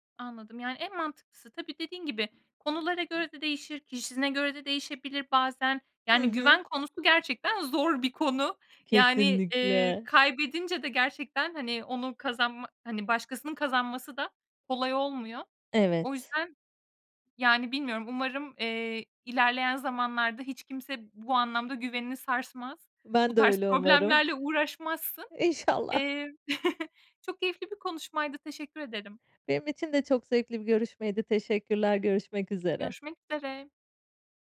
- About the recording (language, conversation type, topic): Turkish, podcast, Güveni yeniden kazanmak mümkün mü, nasıl olur sence?
- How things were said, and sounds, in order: tapping; other background noise; chuckle